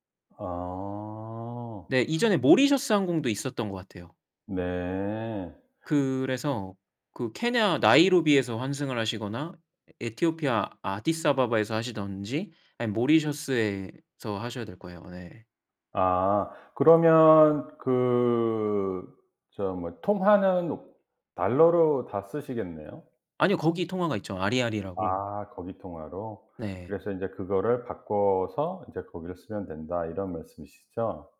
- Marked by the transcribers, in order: none
- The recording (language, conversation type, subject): Korean, podcast, 가장 기억에 남는 여행 경험을 이야기해 주실 수 있나요?